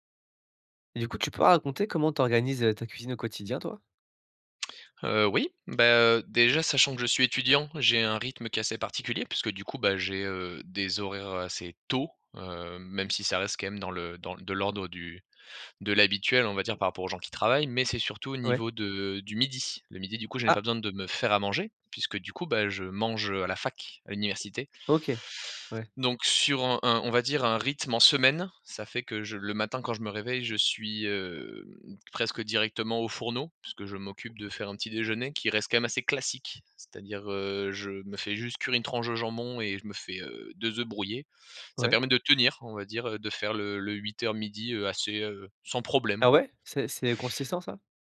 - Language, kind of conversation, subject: French, podcast, Comment organises-tu ta cuisine au quotidien ?
- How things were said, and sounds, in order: tapping; stressed: "tôt"; stressed: "fac"; stressed: "classique"